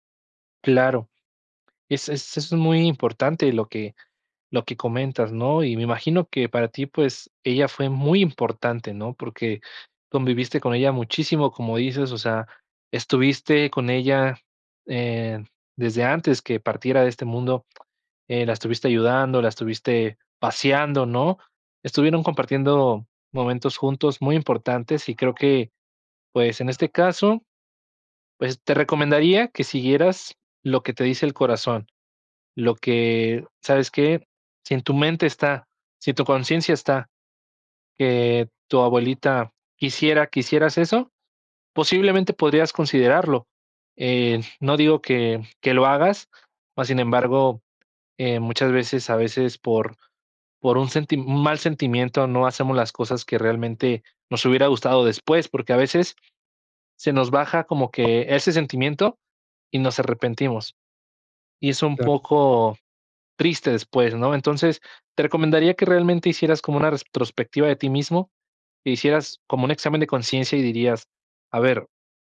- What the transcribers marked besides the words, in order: other background noise; tapping
- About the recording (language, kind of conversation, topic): Spanish, advice, ¿Cómo ha influido una pérdida reciente en que replantees el sentido de todo?